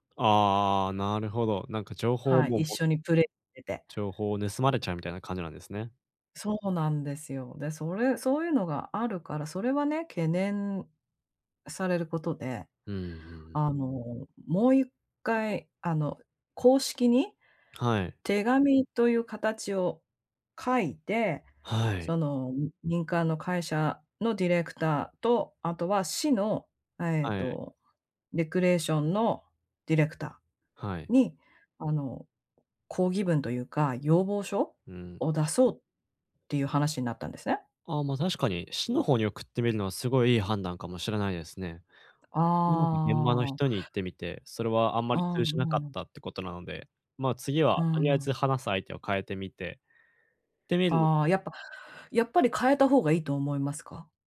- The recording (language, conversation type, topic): Japanese, advice, 反論すべきか、それとも手放すべきかをどう判断すればよいですか？
- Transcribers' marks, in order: none